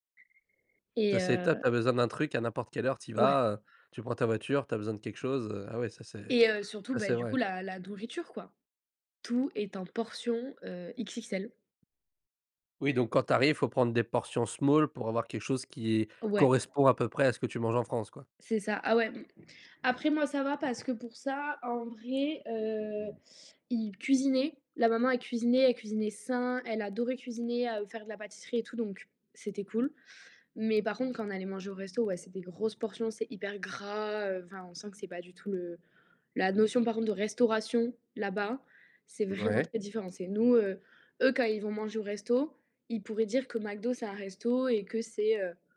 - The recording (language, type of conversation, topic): French, podcast, Peux-tu me parler d’une rencontre inoubliable que tu as faite en voyage ?
- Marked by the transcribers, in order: tapping; in English: "small"; other background noise; stressed: "gras"